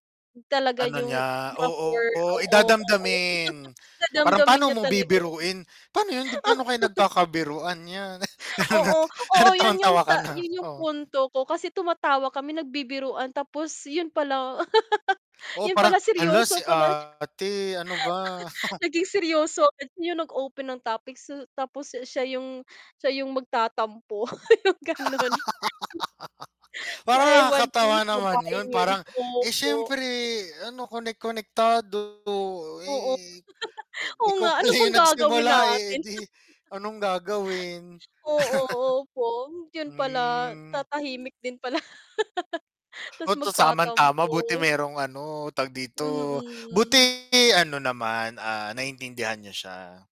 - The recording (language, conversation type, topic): Filipino, unstructured, Ano ang kinatatakutan mo kapag sinusubukan mong maging ibang tao?
- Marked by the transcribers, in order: distorted speech; chuckle; laugh; chuckle; laughing while speaking: "Anong tawang tawa ka na, oo"; laugh; chuckle; laugh; chuckle; chuckle; laughing while speaking: "ikaw pala yung nagsimula eh"; chuckle; chuckle; drawn out: "Hmm"; laugh